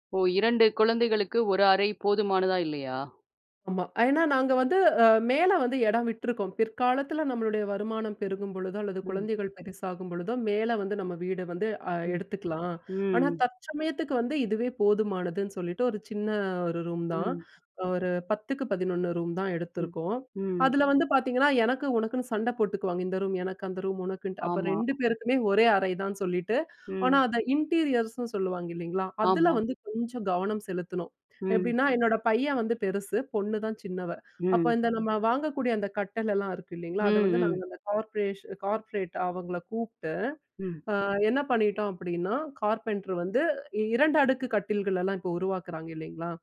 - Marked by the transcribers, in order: other background noise; in English: "இன்டீரியர்ஸ்னு"; "கார்பெண்டர்" said as "கார்ப்பரேஷ்"; "கார்பெண்டர்" said as "கார்ப்பரேட்"
- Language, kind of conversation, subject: Tamil, podcast, சிறிய அறையை பயனுள்ளதாக மாற்ற என்ன யோசனை உண்டு?